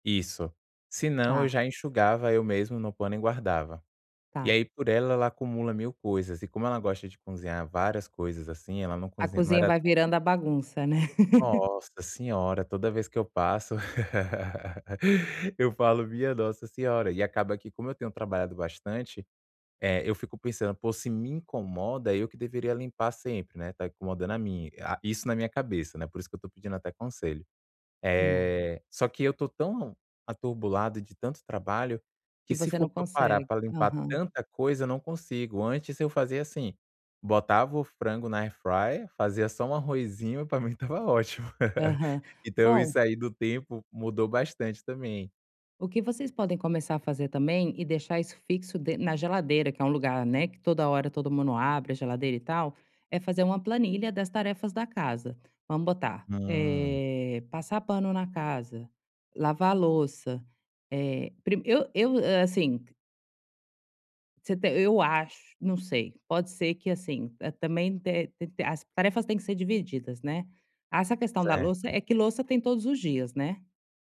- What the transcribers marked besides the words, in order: tapping; laugh; "atrobulado" said as "aturbulado"; laugh
- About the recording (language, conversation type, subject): Portuguese, advice, Como estabelecer limites saudáveis no início de um relacionamento?